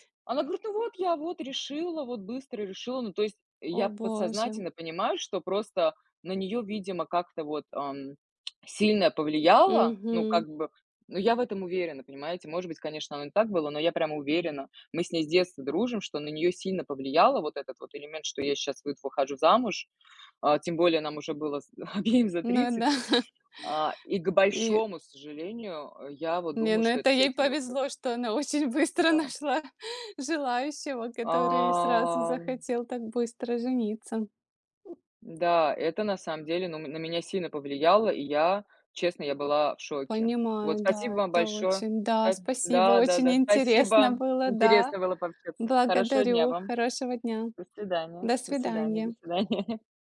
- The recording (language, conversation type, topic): Russian, unstructured, Почему для тебя важна поддержка друзей?
- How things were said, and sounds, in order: tongue click; other background noise; laughing while speaking: "обеим"; laughing while speaking: "да"; laughing while speaking: "быстро нашла"; tapping; laughing while speaking: "до свидания"; laugh